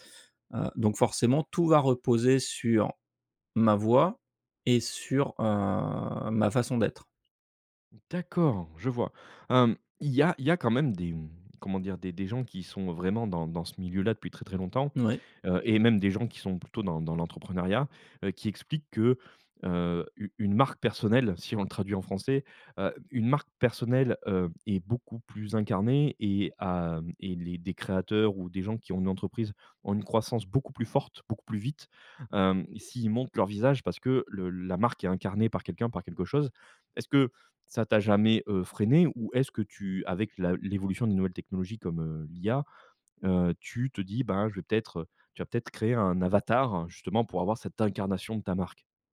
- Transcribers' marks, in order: stressed: "ma voix"; drawn out: "heu"
- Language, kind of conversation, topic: French, podcast, Comment rester authentique lorsque vous exposez votre travail ?
- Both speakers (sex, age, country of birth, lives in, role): male, 35-39, France, France, host; male, 45-49, France, France, guest